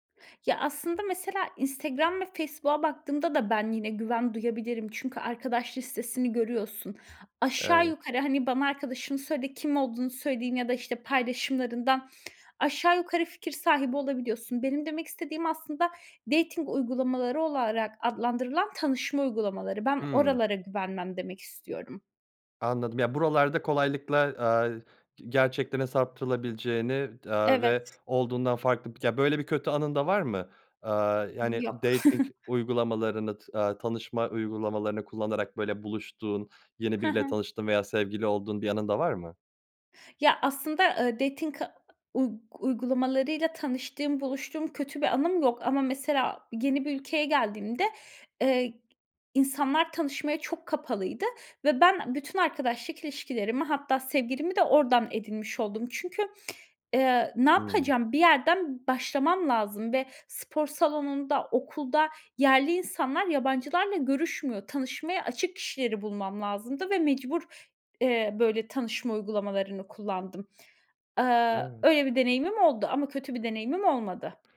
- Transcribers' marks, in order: other background noise; tapping; in English: "dating"; other noise; in English: "dating"; chuckle; in English: "dating"
- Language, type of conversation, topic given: Turkish, podcast, Online arkadaşlıklar gerçek bir bağa nasıl dönüşebilir?